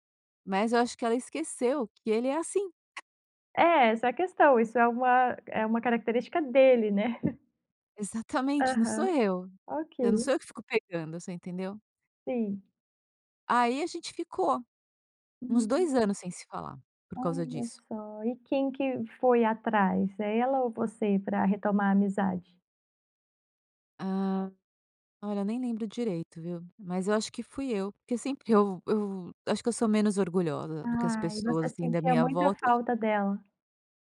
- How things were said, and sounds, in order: tapping; chuckle
- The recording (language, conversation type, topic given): Portuguese, podcast, Como podemos reconstruir amizades que esfriaram com o tempo?
- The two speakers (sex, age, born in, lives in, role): female, 30-34, Brazil, Cyprus, host; female, 50-54, Brazil, France, guest